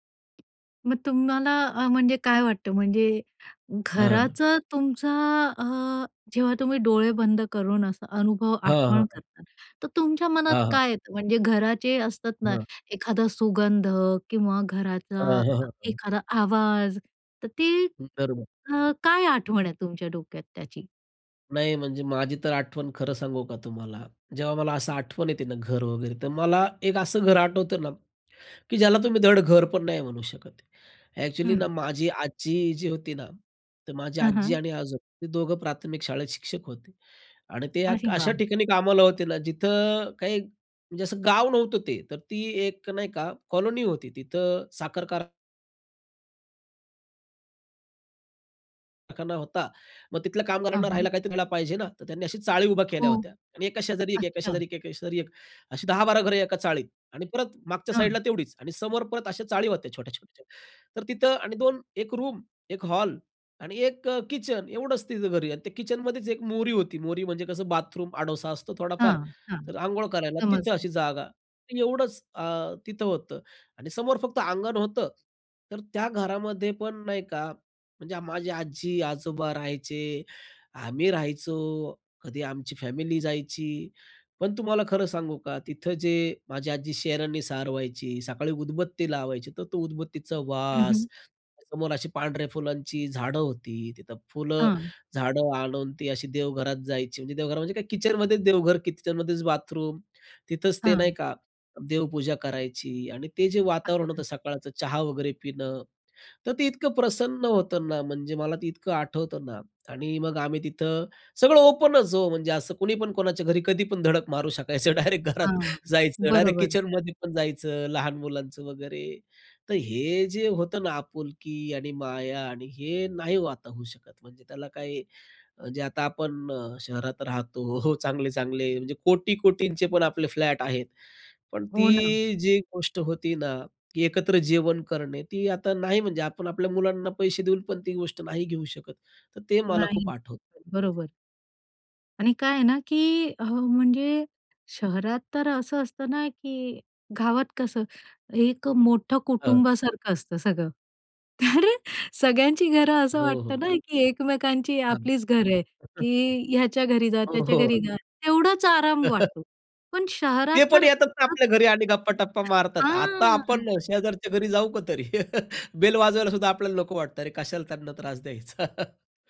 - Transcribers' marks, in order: tapping; other noise; other background noise; in English: "रूम"; in English: "ओपन"; laughing while speaking: "डायरेक्ट घरात"; laughing while speaking: "तर"; unintelligible speech; chuckle; unintelligible speech; chuckle; laughing while speaking: "द्यायचा"; chuckle
- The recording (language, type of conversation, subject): Marathi, podcast, तुमच्यासाठी घर म्हणजे नेमकं काय?